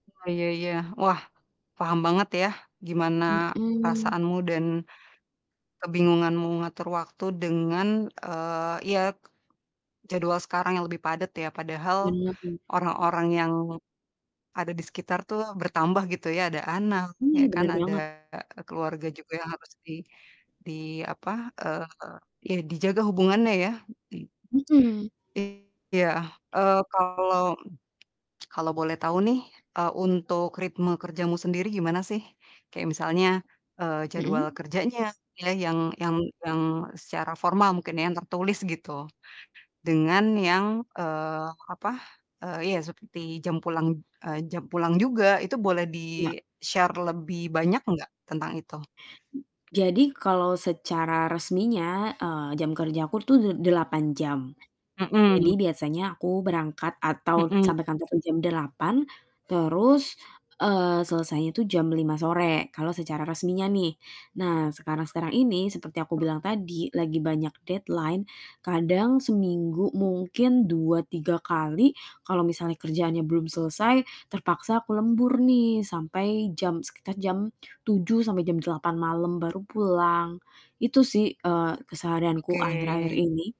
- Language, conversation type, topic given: Indonesian, advice, Apa kesulitan Anda dalam membagi waktu antara pekerjaan dan keluarga?
- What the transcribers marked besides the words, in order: other background noise; static; distorted speech; tsk; in English: "di-share"; tapping; unintelligible speech; in English: "deadline"